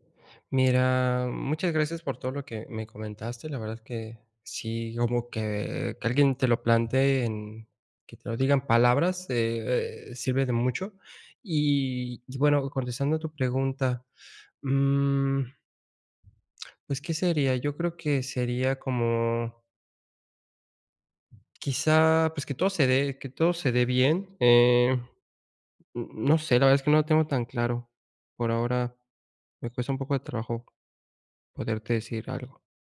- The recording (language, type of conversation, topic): Spanish, advice, ¿Cómo puedo tomar decisiones importantes con más seguridad en mí mismo?
- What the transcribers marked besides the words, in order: drawn out: "Mira"